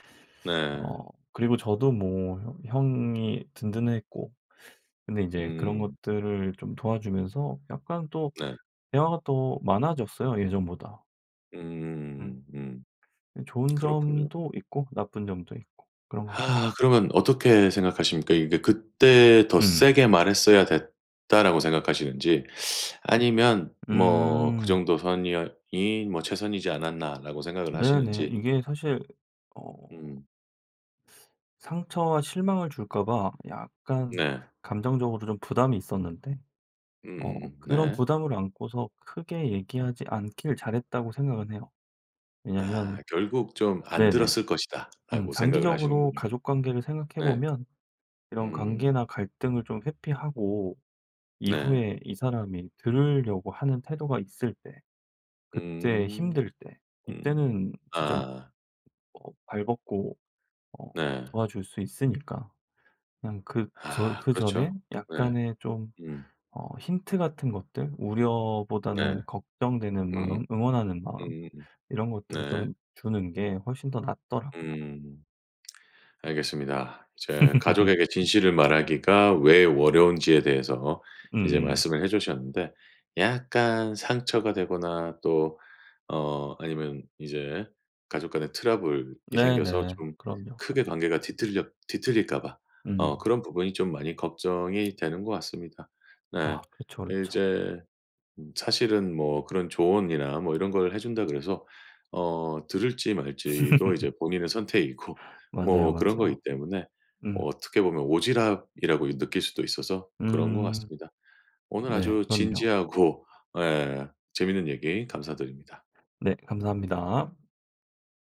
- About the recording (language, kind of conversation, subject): Korean, podcast, 가족에게 진실을 말하기는 왜 어려울까요?
- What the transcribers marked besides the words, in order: other background noise; tapping; laugh; "어려운지에" said as "워려운지에"; "이제" said as "일제"; laughing while speaking: "선택이고"; laugh; laughing while speaking: "진지하고"